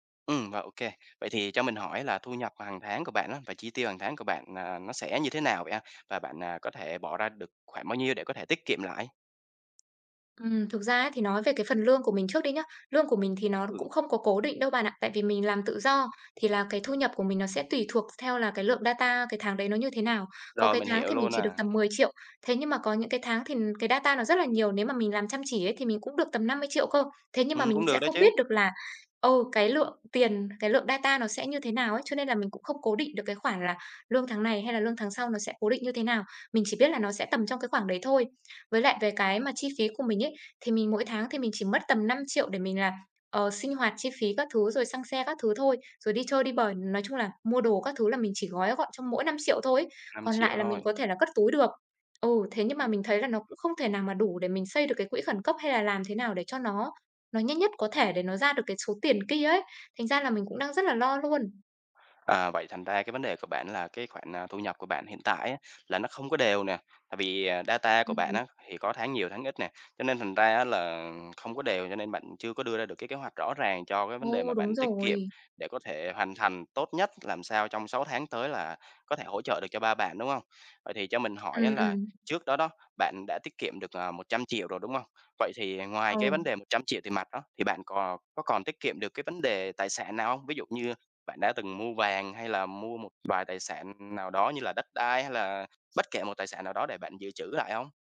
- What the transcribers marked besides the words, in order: tapping; in English: "data"; other background noise; in English: "data"; in English: "data"; in English: "data"
- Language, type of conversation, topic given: Vietnamese, advice, Làm sao để lập quỹ khẩn cấp khi hiện tại tôi chưa có và đang lo về các khoản chi phí bất ngờ?